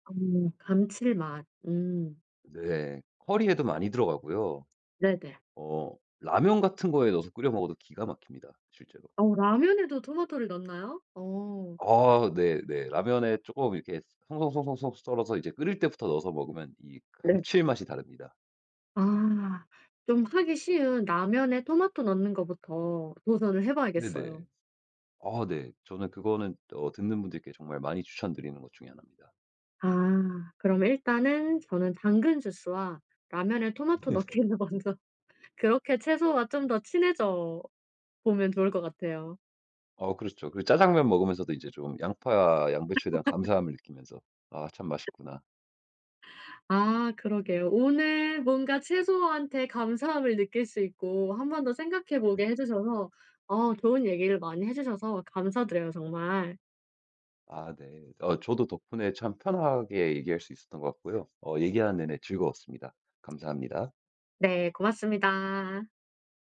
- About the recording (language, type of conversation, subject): Korean, podcast, 채소를 더 많이 먹게 만드는 꿀팁이 있나요?
- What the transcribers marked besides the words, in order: other background noise; laughing while speaking: "네네"; laughing while speaking: "넣기를 먼저"; laugh